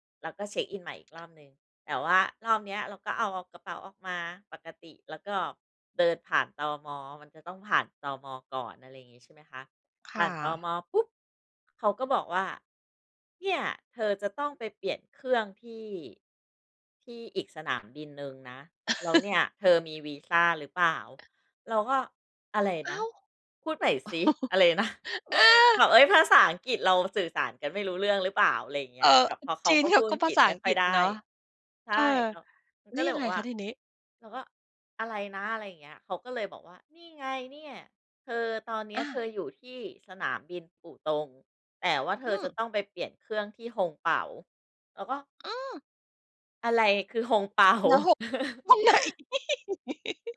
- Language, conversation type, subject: Thai, podcast, เวลาเจอปัญหาระหว่างเดินทาง คุณรับมือยังไง?
- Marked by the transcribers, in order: tapping; laugh; laughing while speaking: "นะ ?"; surprised: "อ้าว อา"; chuckle; laugh; chuckle; laughing while speaking: "ไหน ?"; giggle